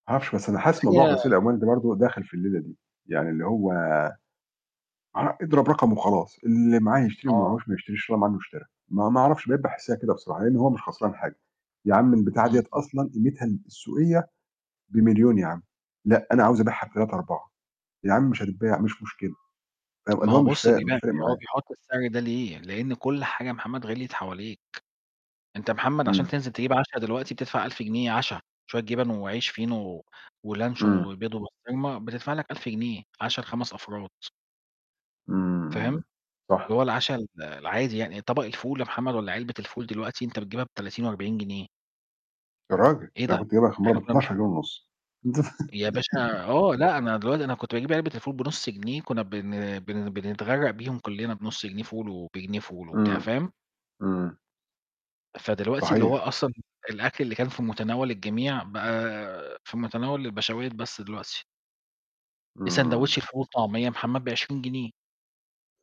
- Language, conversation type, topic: Arabic, unstructured, إيه رأيك في دور الست في المجتمع دلوقتي؟
- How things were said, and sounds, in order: other background noise; tsk; distorted speech; tapping; other noise; laugh